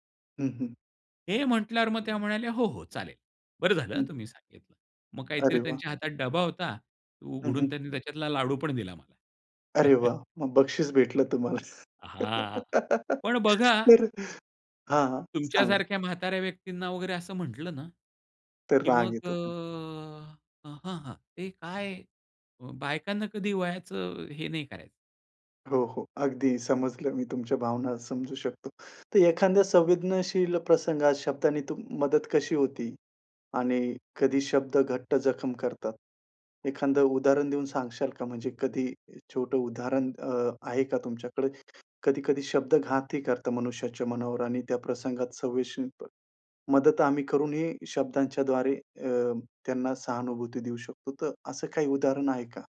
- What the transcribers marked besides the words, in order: chuckle; laugh; "सांगाल" said as "सांगशाल"; other noise
- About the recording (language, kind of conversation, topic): Marathi, podcast, सहानुभूती दाखवण्यासाठी शब्द कसे वापरता?